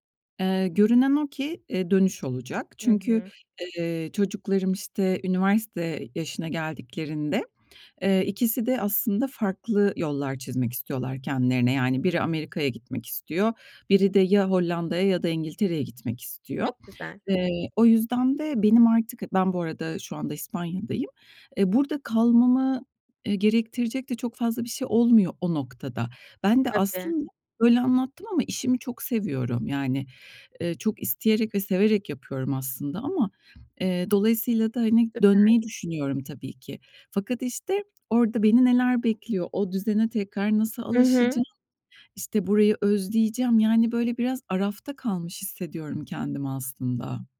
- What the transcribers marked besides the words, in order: tapping
- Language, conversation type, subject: Turkish, advice, İşe dönmeyi düşündüğünüzde, işe geri dönme kaygınız ve daha yavaş bir tempoda ilerleme ihtiyacınızla ilgili neler hissediyorsunuz?